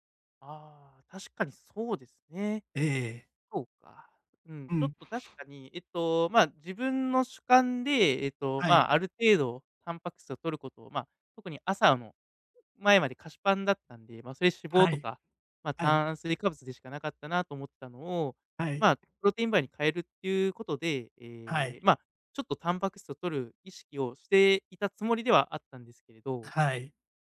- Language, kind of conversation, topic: Japanese, advice, トレーニングの効果が出ず停滞して落ち込んでいるとき、どうすればよいですか？
- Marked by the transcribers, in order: tapping; other background noise; in English: "プロテインバー"